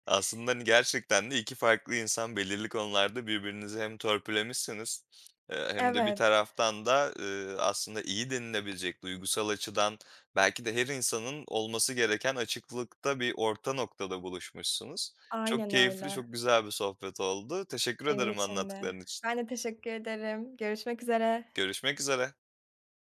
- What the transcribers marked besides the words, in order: sniff; tapping
- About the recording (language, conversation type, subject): Turkish, podcast, Birine içtenlikle nasıl özür dilersin?